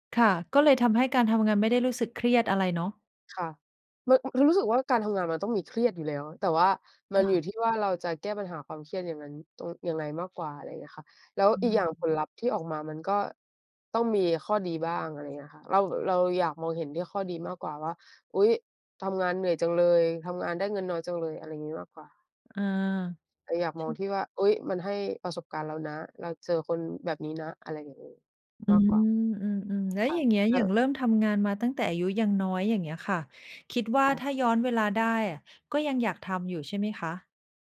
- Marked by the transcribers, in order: "งาน" said as "เงิม"
- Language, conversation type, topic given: Thai, unstructured, คุณคิดอย่างไรกับการเริ่มต้นทำงานตั้งแต่อายุยังน้อย?